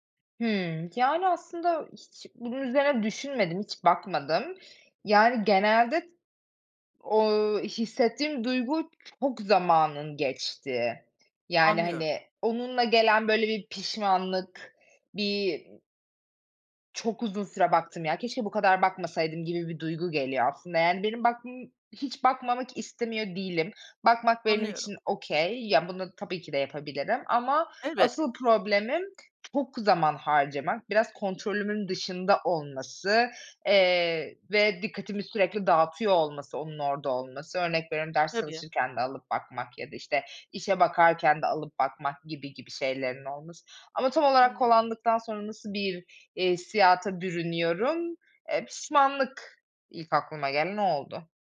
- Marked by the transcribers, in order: tapping; in English: "okay"
- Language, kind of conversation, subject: Turkish, advice, Sosyal medya ve telefon yüzünden dikkatimin sürekli dağılmasını nasıl önleyebilirim?